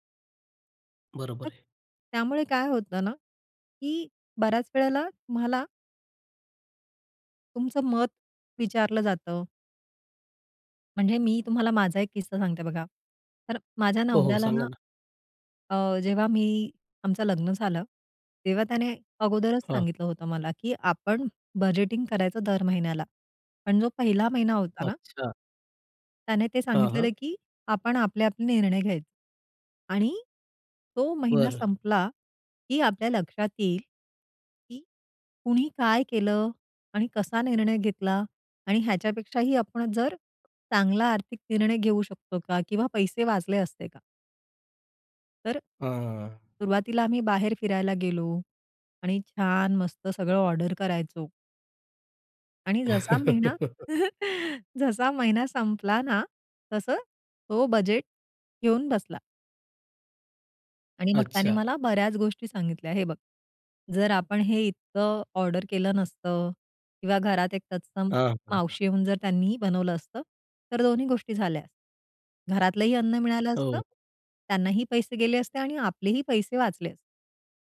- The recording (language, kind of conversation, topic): Marathi, podcast, घरात आर्थिक निर्णय तुम्ही एकत्र कसे घेता?
- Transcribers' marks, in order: tapping; chuckle; laugh; other background noise